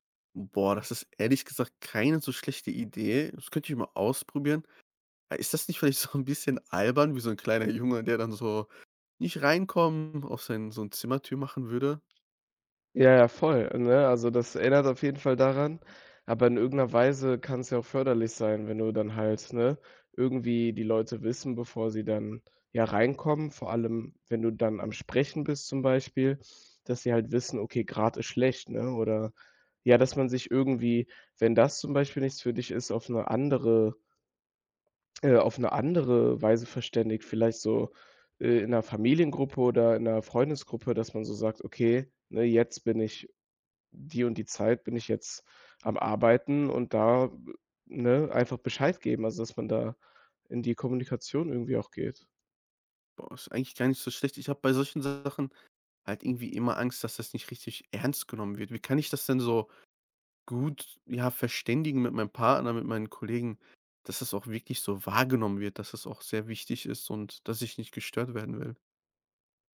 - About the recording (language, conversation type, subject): German, advice, Wie kann ich mit häufigen Unterbrechungen durch Kollegen oder Familienmitglieder während konzentrierter Arbeit umgehen?
- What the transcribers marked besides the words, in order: put-on voice: "nicht reinkommen"